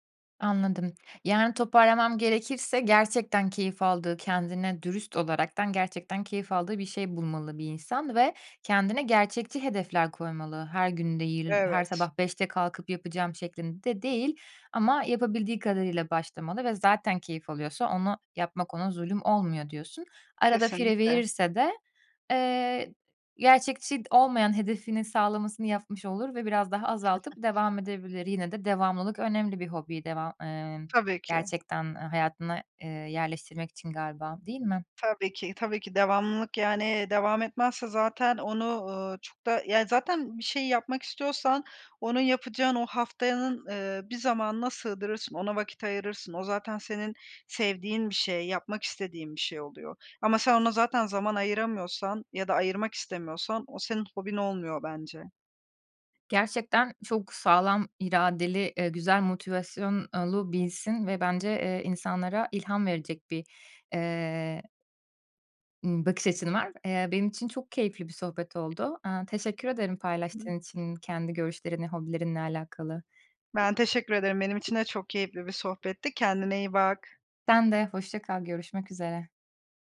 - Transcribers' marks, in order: chuckle; tapping; unintelligible speech; other background noise
- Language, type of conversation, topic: Turkish, podcast, Hobiler kişisel tatmini ne ölçüde etkiler?